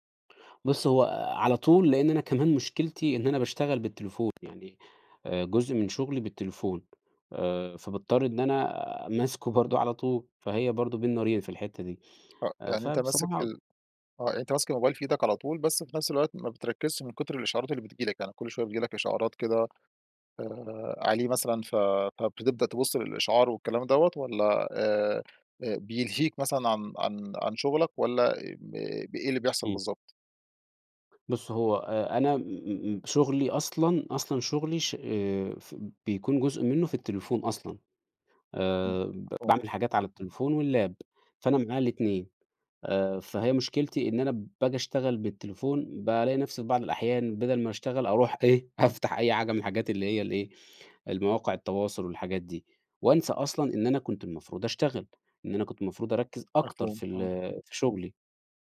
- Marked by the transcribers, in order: tapping; laughing while speaking: "برضه"; in English: "واللاب"; laughing while speaking: "أفتح"
- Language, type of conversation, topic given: Arabic, advice, ازاي أقدر أركز لما إشعارات الموبايل بتشتتني؟